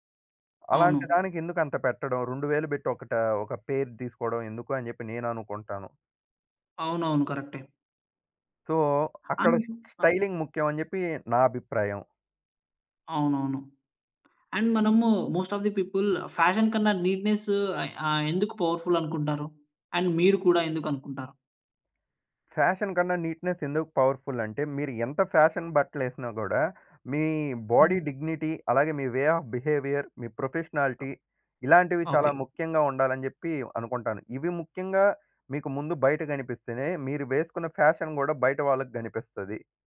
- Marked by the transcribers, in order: in English: "పెయిర్"; in English: "సో"; other noise; in English: "స్టైలింగ్"; in English: "అండ్"; in English: "మోస్ట్ ఆఫ్ ది పీపుల్ ఫ్యాషన్"; in English: "నీట్‌నెస్"; in English: "పవర్‌ఫుల్"; in English: "అండ్"; in English: "ఫ్యాషన్"; in English: "నీట్‌నెస్"; in English: "పవర్‌ఫుల్"; in English: "ఫ్యాషన్"; in English: "బాడీ డిగ్నిటీ"; in English: "వే ఆఫ్ బిహేవియర్"; in English: "ప్రొఫెషనాలిటీ"; in English: "ఫ్యాషన్"
- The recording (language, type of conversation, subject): Telugu, podcast, తక్కువ బడ్జెట్‌లో కూడా స్టైలుగా ఎలా కనిపించాలి?